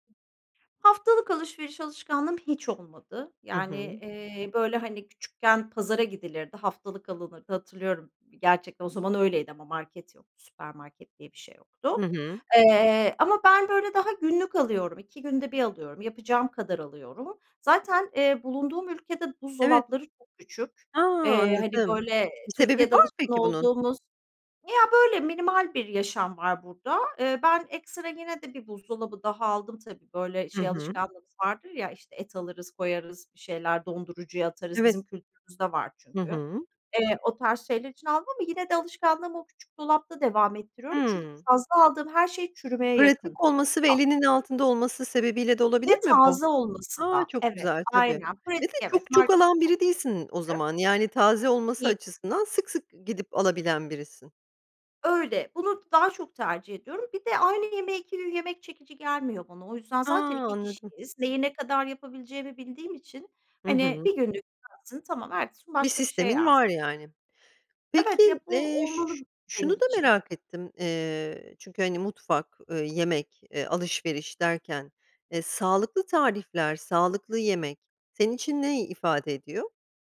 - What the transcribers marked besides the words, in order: other background noise; tapping; unintelligible speech
- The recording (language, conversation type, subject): Turkish, podcast, Genel olarak yemek hazırlama alışkanlıkların nasıl?